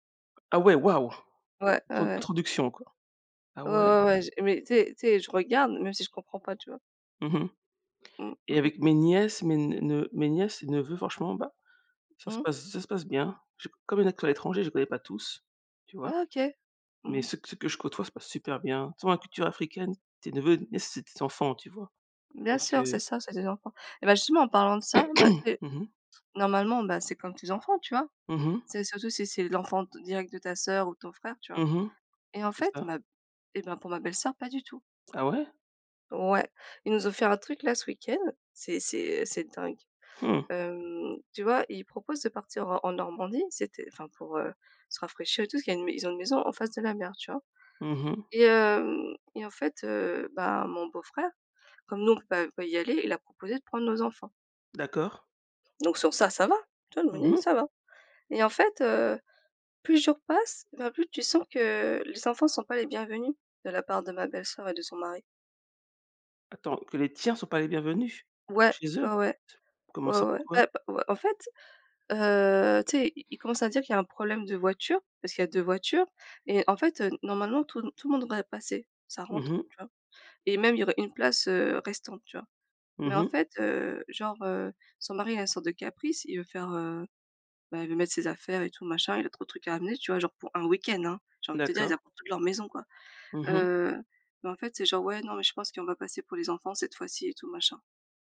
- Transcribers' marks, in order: tapping; unintelligible speech; other background noise; throat clearing; stressed: "ça"; stressed: "tiens"
- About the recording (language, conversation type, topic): French, unstructured, Comment décrirais-tu ta relation avec ta famille ?